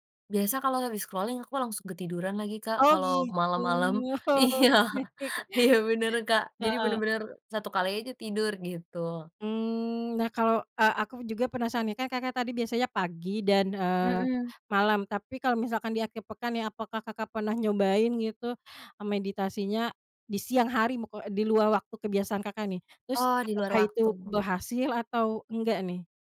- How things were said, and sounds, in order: in English: "scrolling"; laughing while speaking: "Oke"; laughing while speaking: "iya, iya"; other background noise
- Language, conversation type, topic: Indonesian, podcast, Ritual sederhana apa yang selalu membuat harimu lebih tenang?